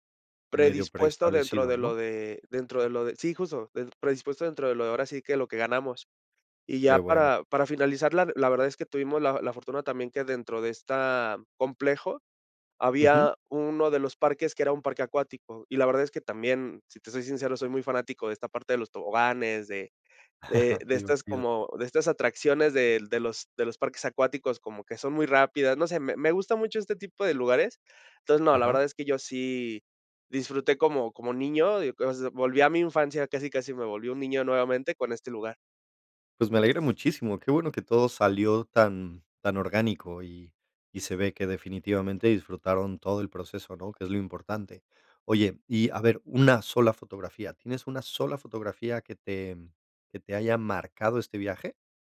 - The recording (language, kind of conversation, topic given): Spanish, podcast, ¿Me puedes contar sobre un viaje improvisado e inolvidable?
- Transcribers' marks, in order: chuckle; unintelligible speech